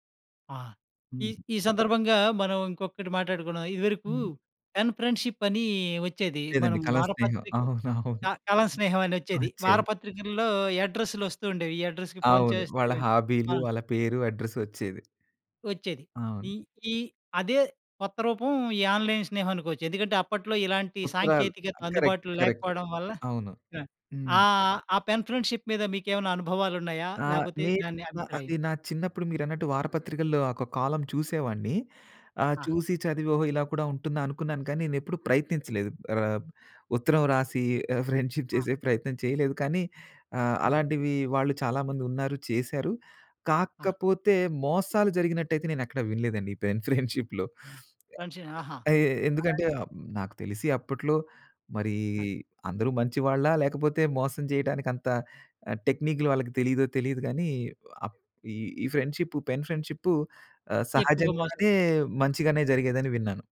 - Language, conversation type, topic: Telugu, podcast, ఆన్‌లైన్‌లో పరిచయమైన స్నేహితులను నిజంగా నమ్మవచ్చా?
- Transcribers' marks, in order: in English: "పెన్ ఫ్రెండ్‌షిప్"; other background noise; laughing while speaking: "అవును. అవును"; in English: "అడ్రెస్‌కి"; in English: "అడ్రెస్"; tapping; in English: "ఆన్‌లైన్"; in English: "కరెక్ట్. కరెక్ట్"; in English: "పెన్ ఫ్రెండ్‌షిప్"; in English: "ఫ్రెండ్‌షిప్"; in English: "పెన్ ఫ్రెండ్‌షిప్‌లో"; chuckle; in English: "ఫ్రెండ్‌షిప్ పెన్"